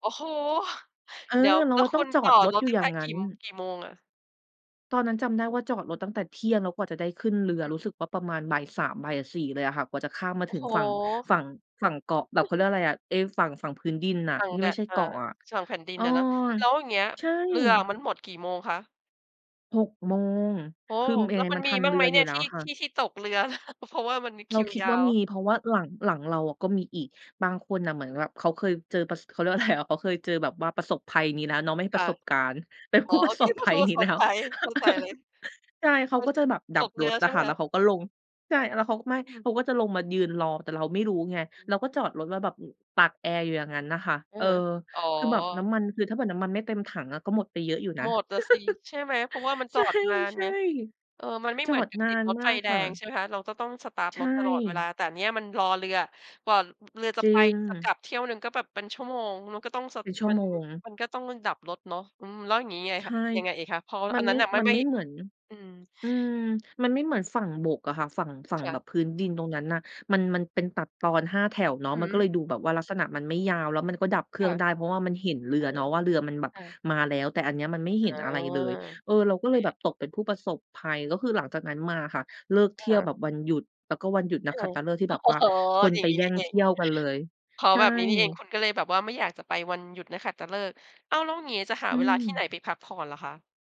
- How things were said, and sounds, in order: chuckle; chuckle; chuckle; laughing while speaking: "อะไรอะ"; laughing while speaking: "เป็นผู้ประสบภัย"; laughing while speaking: "เป็นผู้ประสบภัยนี้แล้ว"; chuckle; chuckle; laughing while speaking: "อ๋อ"
- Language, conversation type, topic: Thai, podcast, การพักผ่อนแบบไหนช่วยให้คุณกลับมามีพลังอีกครั้ง?